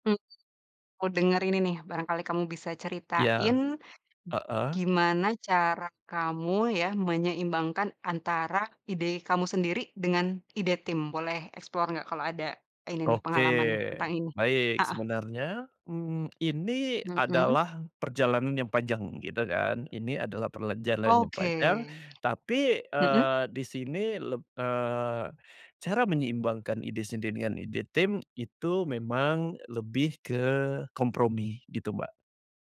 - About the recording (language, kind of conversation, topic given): Indonesian, podcast, Bagaimana kamu menyeimbangkan ide sendiri dengan ide tim?
- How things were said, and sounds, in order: other background noise; in English: "explore"